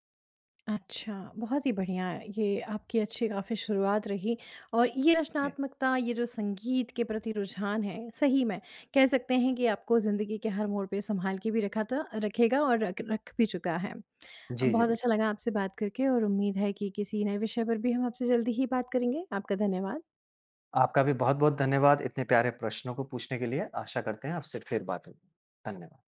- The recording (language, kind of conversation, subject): Hindi, podcast, ज़िंदगी के किस मोड़ पर संगीत ने आपको संभाला था?
- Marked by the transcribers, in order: tapping